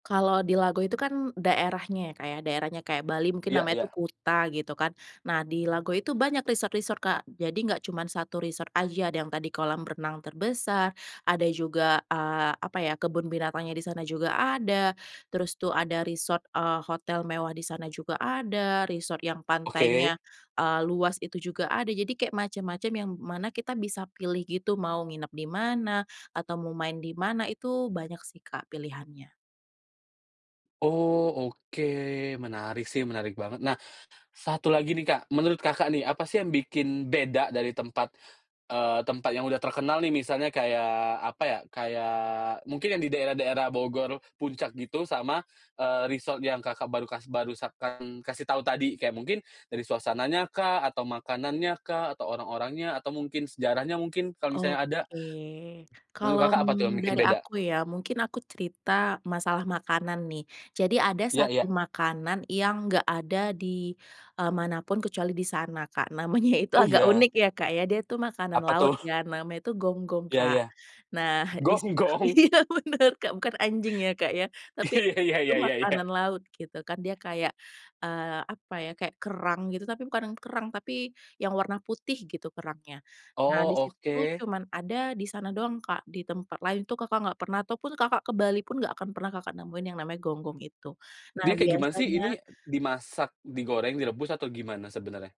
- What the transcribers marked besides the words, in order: in English: "resort-resort"; in English: "resort"; in English: "resort"; in English: "resort"; in English: "resort"; "barusan" said as "barusapkan"; other background noise; laughing while speaking: "iya bener"; laughing while speaking: "Gonggong?"; laughing while speaking: "Iya iya iya iya iya"
- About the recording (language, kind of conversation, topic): Indonesian, podcast, Apakah ada tempat tersembunyi di kotamu yang kamu rekomendasikan?